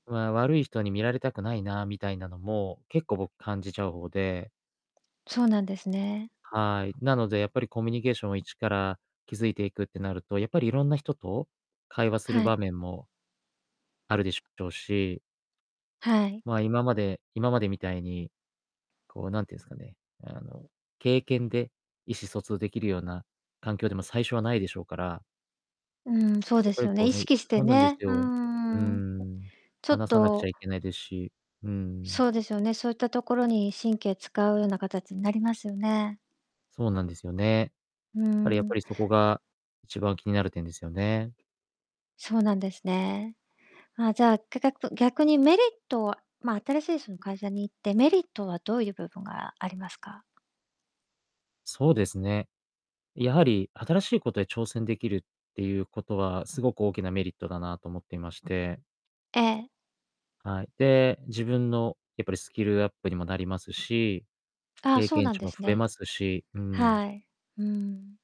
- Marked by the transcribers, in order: distorted speech; tapping
- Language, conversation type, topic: Japanese, advice, 新しい方向へ踏み出す勇気が出ないのは、なぜですか？